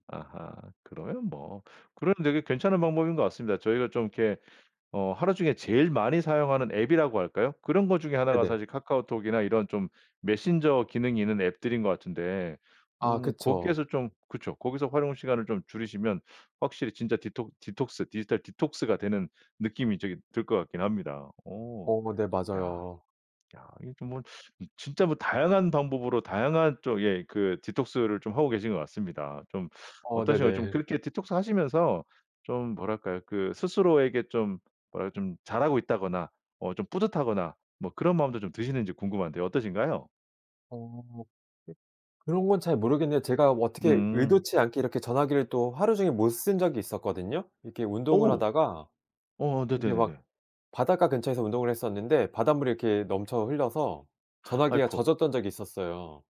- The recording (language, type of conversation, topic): Korean, podcast, 디지털 디톡스는 어떻게 하세요?
- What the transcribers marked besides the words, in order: in English: "디지털 디톡스가"; in English: "디톡스를"; in English: "디톡스를"; other background noise; gasp